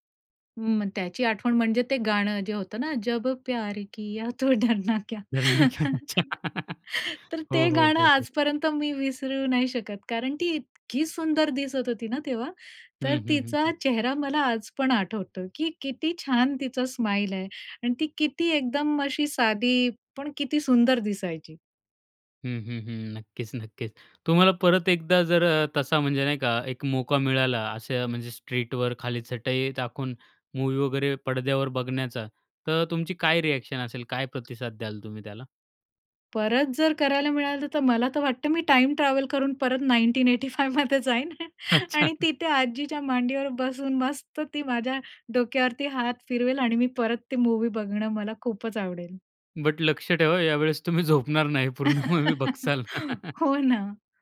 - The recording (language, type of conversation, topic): Marathi, podcast, कुटुंबासोबतच्या त्या जुन्या चित्रपटाच्या रात्रीचा अनुभव तुला किती खास वाटला?
- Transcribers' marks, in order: in Hindi: "जब प्यार किया तो डरना क्या?"; singing: "जब प्यार किया"; laughing while speaking: "तो डरना क्या?"; laughing while speaking: "डरना क्या, अच्छा"; in Hindi: "डरना क्या"; chuckle; surprised: "उत्सुक इतकी सुंदर दिसत होती ना तेव्हा"; in English: "स्माईल"; in Hindi: "मौका"; in English: "स्ट्रीटवर"; in English: "मूव्ही"; in English: "रिएक्शन"; in English: "टाईम ट्रॅव्हल"; laughing while speaking: "नाइन्टीन एटी फाईव्हमध्ये जाईन आणि तिथे आजीच्या मांडीवर बसून"; laughing while speaking: "अच्छा"; in English: "बट"; laughing while speaking: "तुम्ही झोपणार नाही, पूर्ण मूव्ही बघाल"; laugh; laughing while speaking: "हो ना"; in English: "मूव्ही"; laugh